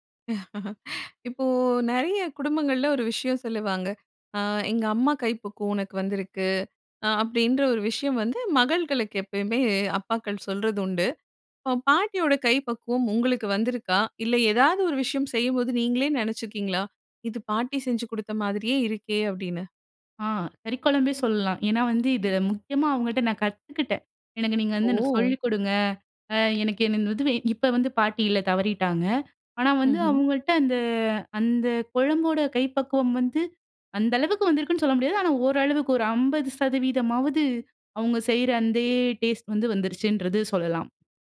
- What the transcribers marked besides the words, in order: laugh
- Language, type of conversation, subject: Tamil, podcast, பாட்டி சமையல் செய்யும்போது உங்களுக்கு மறக்க முடியாத பரபரப்பான சம்பவம் ஒன்றைச் சொல்ல முடியுமா?